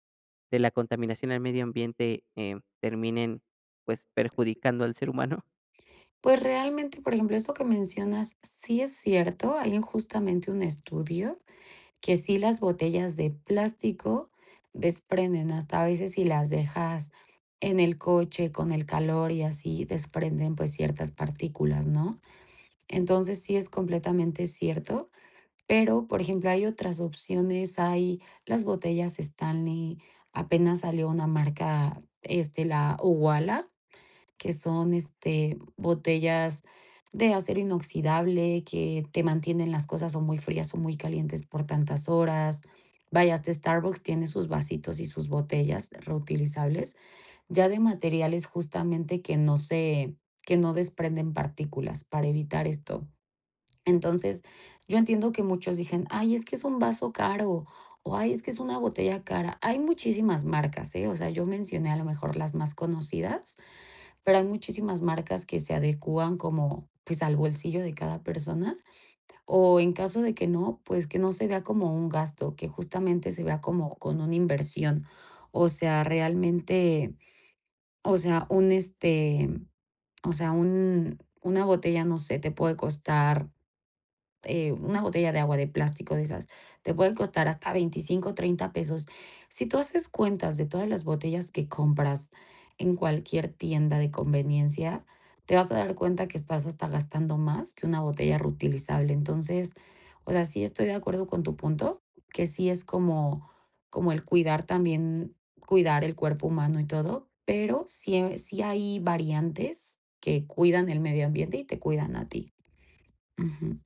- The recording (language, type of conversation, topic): Spanish, podcast, ¿Cómo reducirías tu huella ecológica sin complicarte la vida?
- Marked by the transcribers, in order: other background noise; other noise